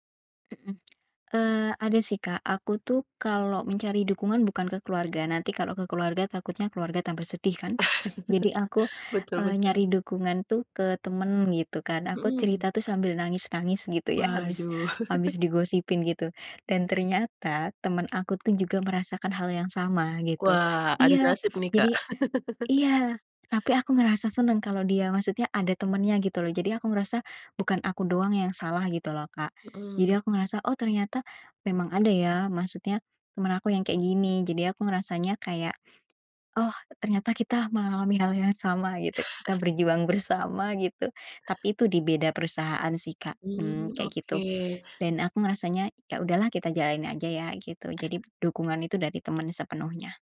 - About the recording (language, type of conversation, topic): Indonesian, podcast, Bagaimana kamu tetap termotivasi saat menjalani masa transisi?
- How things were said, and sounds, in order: tsk; chuckle; chuckle; chuckle; chuckle; cough